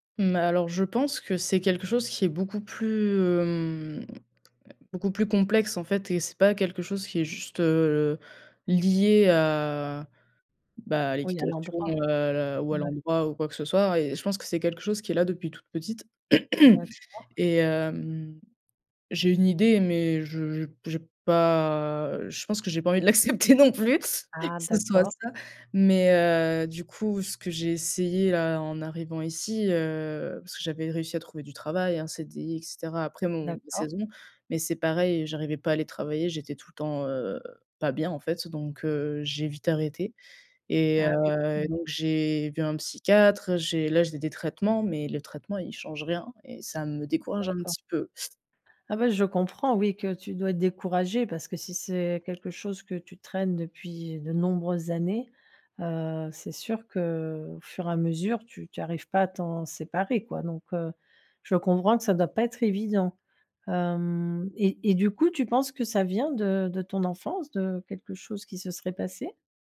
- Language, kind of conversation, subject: French, advice, Comment puis-je apprendre à accepter l’anxiété ou la tristesse sans chercher à les fuir ?
- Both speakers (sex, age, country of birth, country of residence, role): female, 20-24, France, France, user; female, 50-54, France, France, advisor
- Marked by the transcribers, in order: tapping; throat clearing; laughing while speaking: "l'accepter non plus"